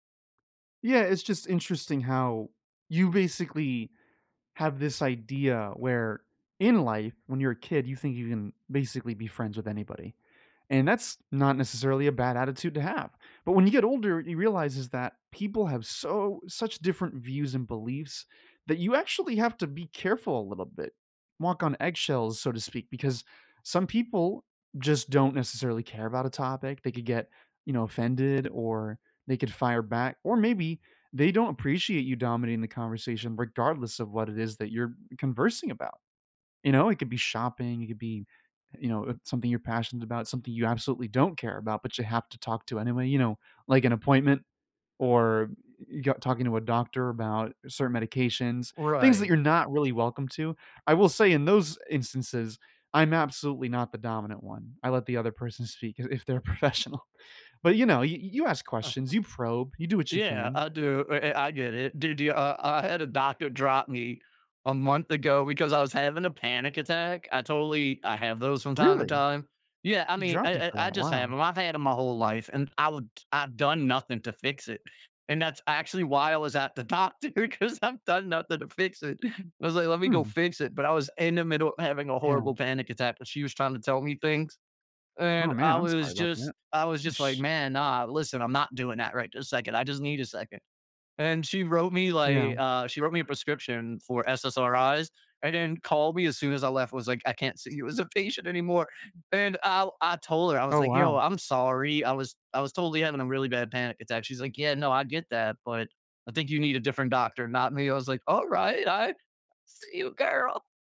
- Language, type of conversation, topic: English, unstructured, How can I keep conversations balanced when someone else dominates?
- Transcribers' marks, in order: laughing while speaking: "professional"; chuckle; laughing while speaking: "doctor 'cause I've done nothing to fix it"; laughing while speaking: "as a patient anymore"